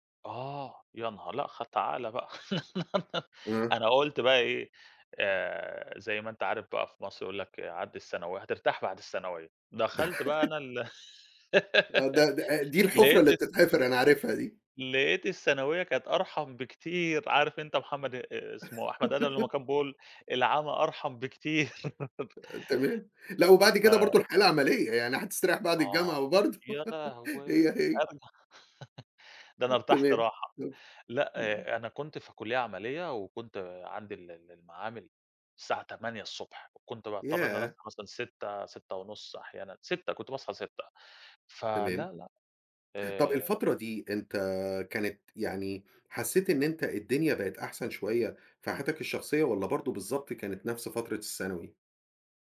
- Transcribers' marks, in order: laugh; laugh; giggle; laugh; laugh; laugh; other noise
- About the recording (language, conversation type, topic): Arabic, podcast, إزاي بتوازن بين الشغل وحياتك الشخصية؟